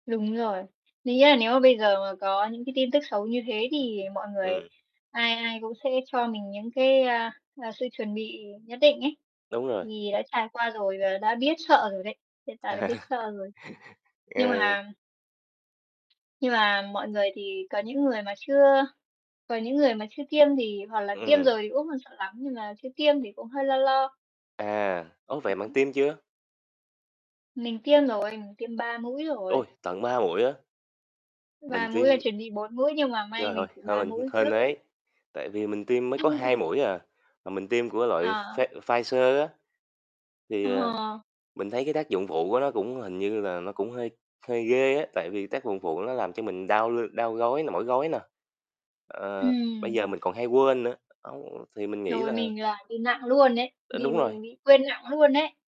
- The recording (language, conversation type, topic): Vietnamese, unstructured, Làm sao để giữ bình tĩnh khi nghe những tin tức gây lo lắng?
- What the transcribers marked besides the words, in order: other background noise; unintelligible speech; distorted speech; laughing while speaking: "À"; laugh; unintelligible speech; other noise; unintelligible speech; tapping